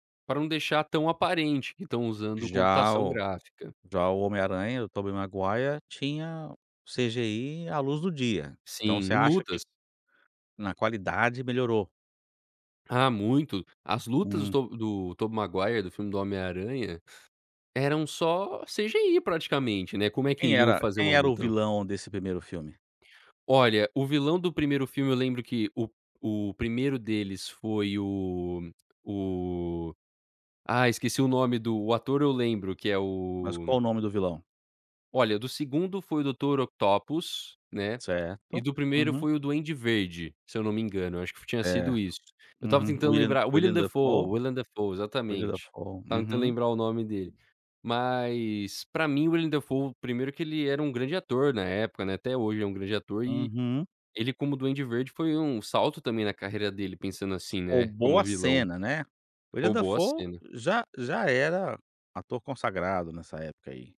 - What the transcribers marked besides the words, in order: none
- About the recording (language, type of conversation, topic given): Portuguese, podcast, Me conta sobre um filme que marcou sua vida?